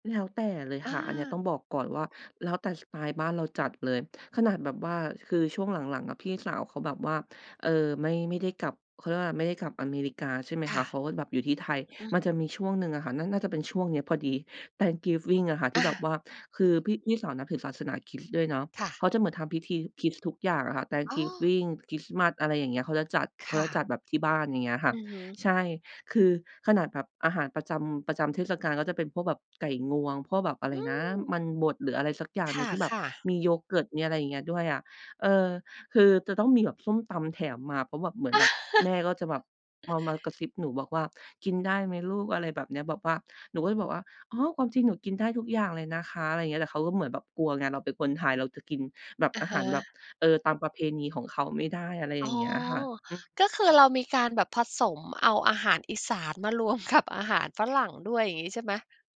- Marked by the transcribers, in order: chuckle; tapping; laughing while speaking: "กับ"
- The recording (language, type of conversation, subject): Thai, podcast, เมนูไหนที่มักฮิตในงานเลี้ยงที่บ้านเราบ่อยที่สุด?